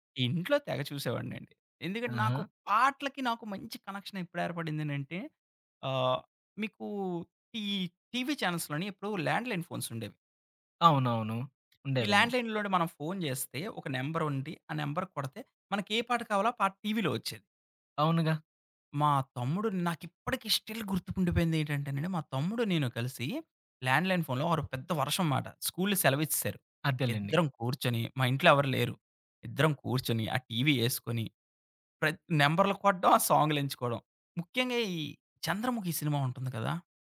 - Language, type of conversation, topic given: Telugu, podcast, మీ జీవితాన్ని ప్రతినిధ్యం చేసే నాలుగు పాటలను ఎంచుకోవాలంటే, మీరు ఏ పాటలను ఎంచుకుంటారు?
- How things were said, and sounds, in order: in English: "చానెల్స్‌లోని"; tapping; in English: "స్టిల్"